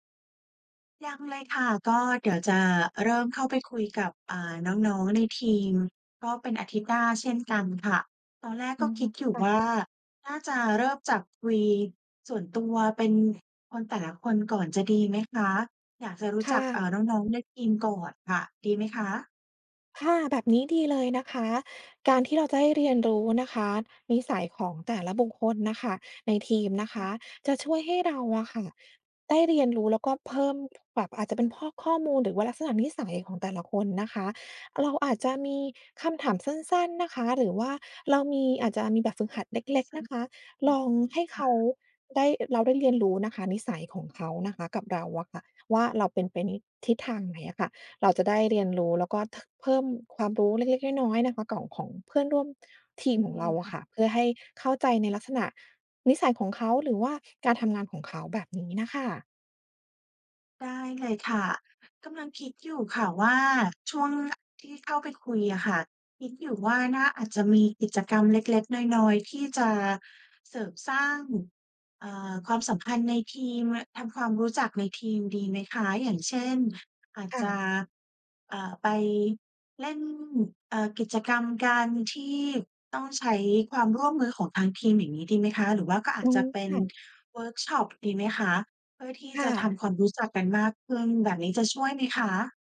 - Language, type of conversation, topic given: Thai, advice, เริ่มงานใหม่แล้วกลัวปรับตัวไม่ทัน
- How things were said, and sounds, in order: other background noise; background speech